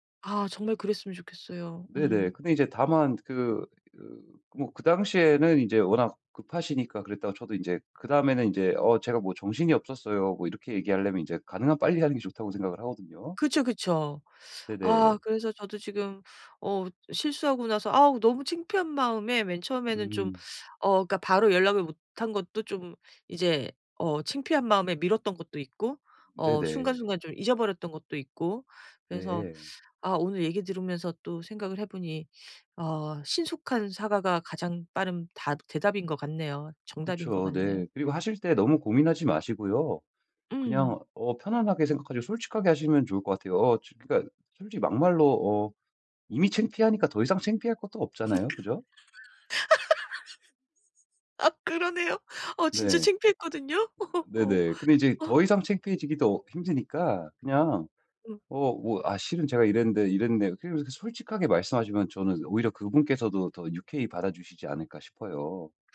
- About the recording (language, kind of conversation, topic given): Korean, advice, 상처 준 사람에게 어떻게 진심 어린 사과를 전하고 관계를 회복할 수 있을까요?
- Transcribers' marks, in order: tapping; laugh; laugh